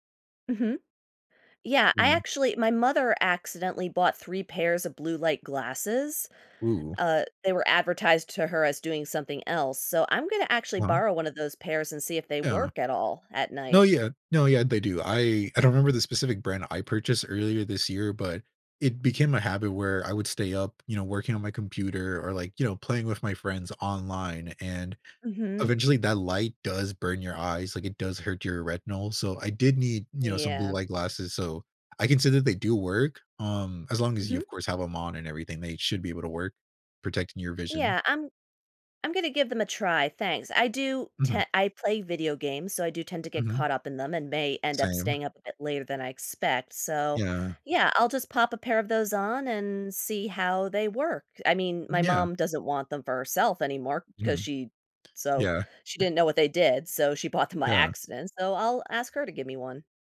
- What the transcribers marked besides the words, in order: tapping; chuckle; laughing while speaking: "bought them"
- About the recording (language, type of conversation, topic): English, unstructured, How can I use better sleep to improve my well-being?
- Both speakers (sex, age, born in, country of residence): female, 35-39, United States, United States; male, 20-24, United States, United States